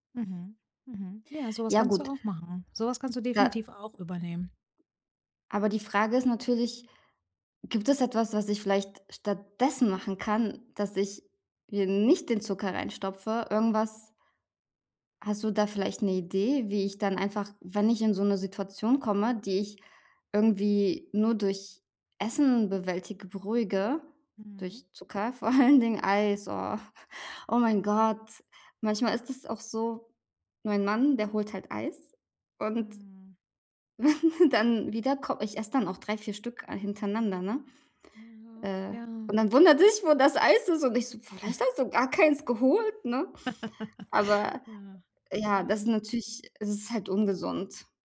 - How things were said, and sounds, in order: other background noise; stressed: "stattdessen"; stressed: "nicht"; laughing while speaking: "allen Dingen"; chuckle; chuckle; joyful: "wundert sich, wo das Eis ist"; laugh
- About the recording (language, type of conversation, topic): German, advice, Wie kann ich meinen Zucker- und Koffeinkonsum reduzieren?